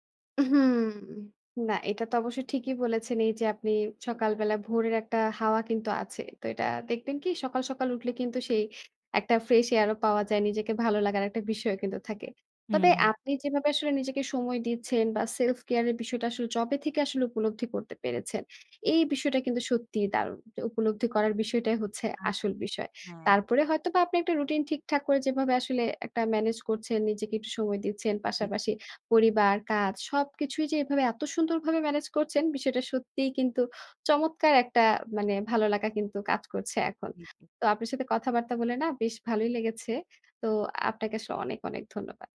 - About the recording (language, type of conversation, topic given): Bengali, podcast, নিজেকে সময় দেওয়া এবং আত্মযত্নের জন্য আপনার নিয়মিত রুটিনটি কী?
- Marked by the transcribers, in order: in English: "air"; in English: "self care"